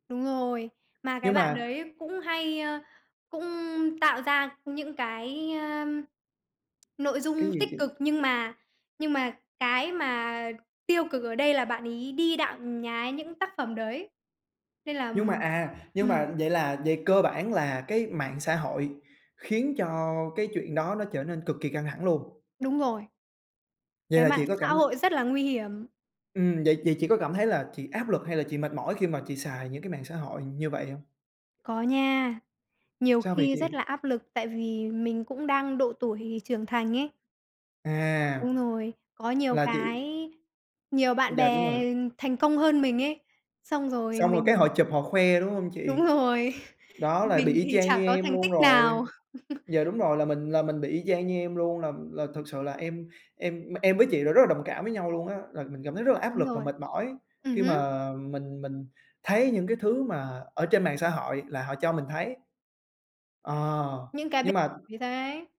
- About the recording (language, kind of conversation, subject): Vietnamese, unstructured, Mạng xã hội có làm cuộc sống của bạn trở nên căng thẳng hơn không?
- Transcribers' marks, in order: other background noise; tapping; unintelligible speech; laughing while speaking: "rồi"; chuckle; unintelligible speech